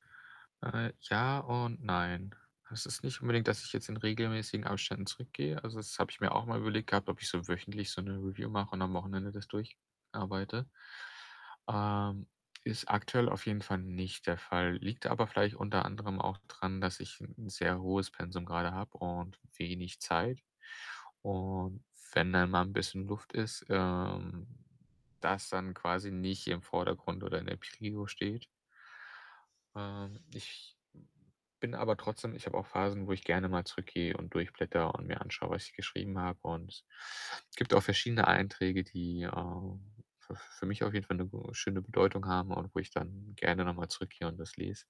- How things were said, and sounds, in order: other background noise
- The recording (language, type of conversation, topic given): German, podcast, Wie sieht deine Morgenroutine an einem ganz normalen Tag aus?